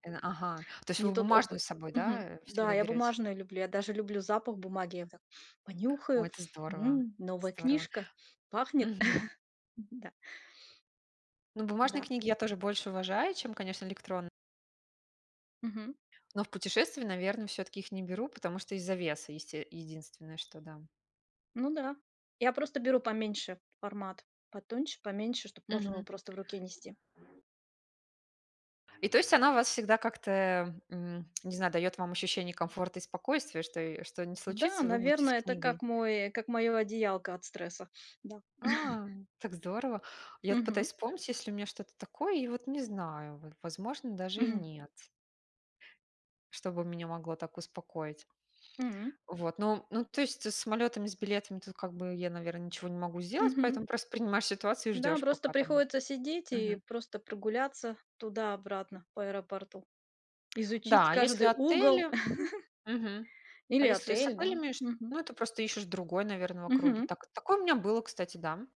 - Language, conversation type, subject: Russian, unstructured, Что вы обычно делаете, если в путешествии что-то идёт не по плану?
- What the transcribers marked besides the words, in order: inhale; chuckle; other background noise; tapping; chuckle; laugh